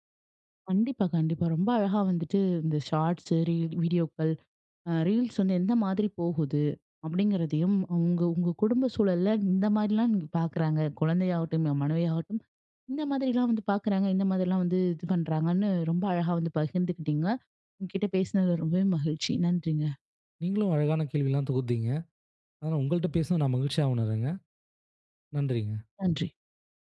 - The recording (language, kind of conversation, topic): Tamil, podcast, சிறு கால வீடியோக்கள் முழுநீளத் திரைப்படங்களை மிஞ்சி வருகிறதா?
- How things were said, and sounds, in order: in English: "ஷார்ட்ஸ், ரீல், வீடியோக்கள், ரீல்ஸ்"